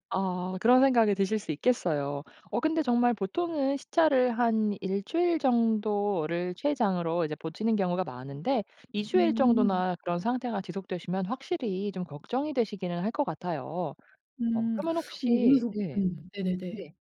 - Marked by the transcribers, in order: none
- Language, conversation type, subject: Korean, advice, 여행 후 시차 때문에 잠이 안 오고 피곤할 때 어떻게 해야 하나요?